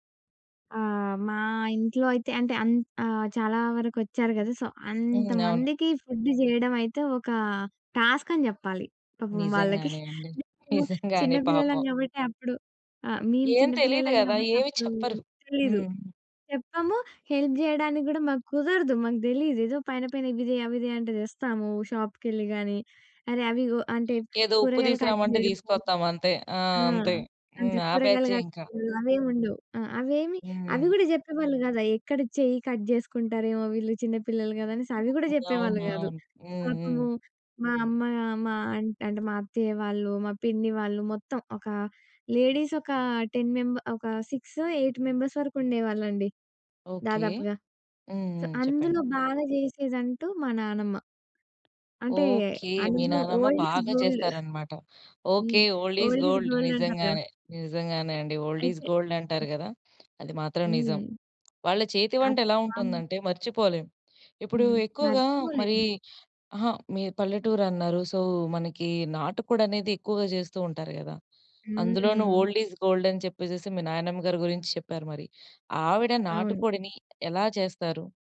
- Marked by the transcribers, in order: in English: "సో"; in English: "ఫుడ్"; in English: "టాస్క్"; chuckle; in English: "హెల్ప్"; in English: "కట్"; in English: "కట్"; unintelligible speech; in English: "లేడీస్"; in English: "టెన్ మెంబ"; in English: "సిక్సో, ఎయిట్ మెంబర్స్"; in English: "సొ"; other background noise; in English: "ఓల్డ్ ఇస్ గోల్డ్"; in English: "ఓల్డ్ ఇస్ గోల్డ్"; in English: "ఓల్డ్ ఇస్ గోల్డ్"; in English: "ఓల్డ్ ఇస్ గోల్డ్"; other noise; in English: "సో"; in English: "ఓల్డ్ ఇస్ గోల్డ్"
- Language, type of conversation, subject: Telugu, podcast, పండగను మీరు ఎలా అనుభవించారు?